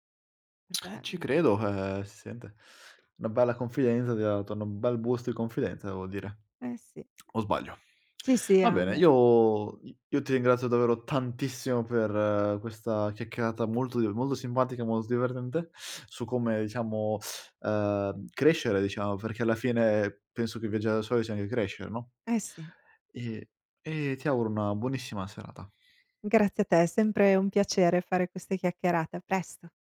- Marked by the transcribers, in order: tsk; unintelligible speech; in English: "boost"; "simpatica" said as "simbatica"; "anche" said as "anghe"; other background noise
- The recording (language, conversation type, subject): Italian, podcast, Che consiglio daresti a chi vuole fare il suo primo viaggio da solo?
- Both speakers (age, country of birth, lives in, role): 25-29, Italy, Italy, host; 45-49, Italy, United States, guest